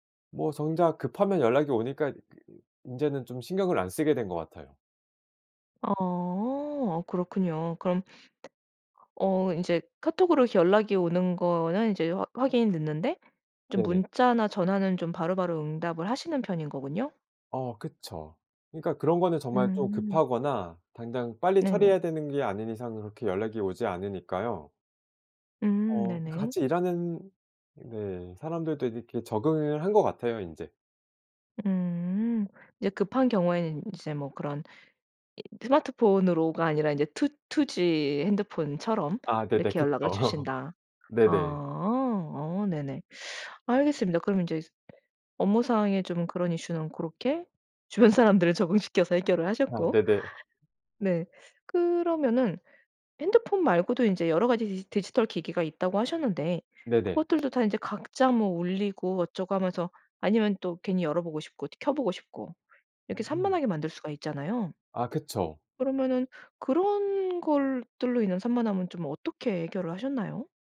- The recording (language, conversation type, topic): Korean, podcast, 디지털 기기로 인한 산만함을 어떻게 줄이시나요?
- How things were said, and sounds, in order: other background noise; laugh; laughing while speaking: "주변 사람들을"; laughing while speaking: "네네"